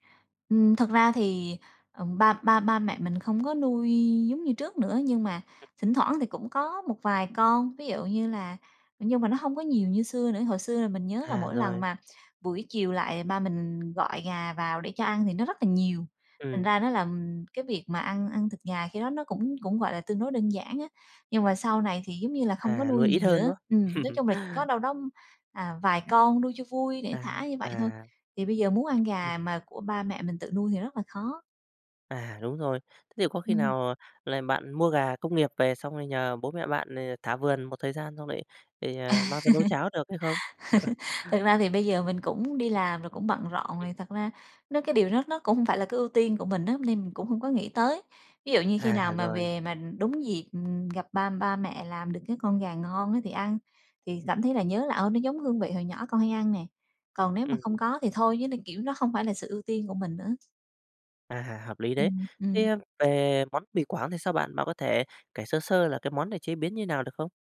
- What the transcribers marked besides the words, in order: laugh; laugh; chuckle; tapping
- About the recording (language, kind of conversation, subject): Vietnamese, podcast, Món ăn gia truyền nào khiến bạn nhớ nhà nhất?